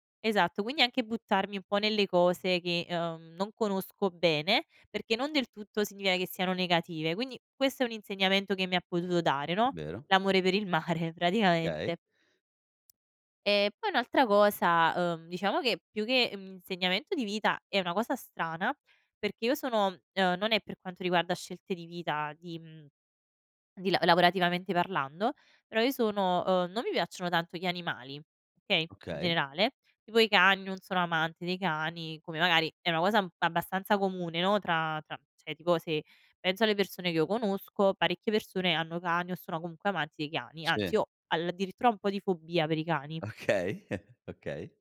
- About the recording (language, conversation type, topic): Italian, podcast, Qual è un luogo naturale che ti ha davvero emozionato?
- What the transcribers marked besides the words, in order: "significa" said as "signia"; laughing while speaking: "mare"; "Okay" said as "Chei"; other background noise; "cioè" said as "ceh"; "addirittura" said as "aldirittura"; tapping; chuckle